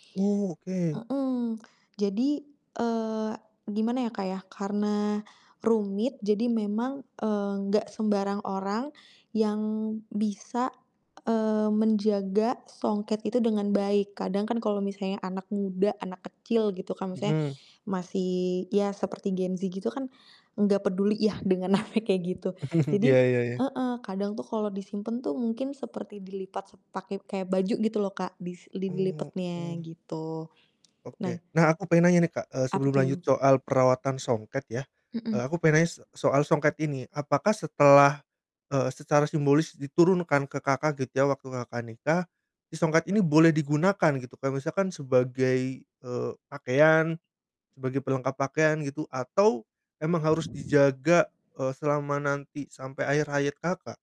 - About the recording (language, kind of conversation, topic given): Indonesian, podcast, Benda warisan keluarga apa yang punya cerita penting?
- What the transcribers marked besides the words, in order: static; laughing while speaking: "hal"; chuckle; distorted speech; other background noise; tapping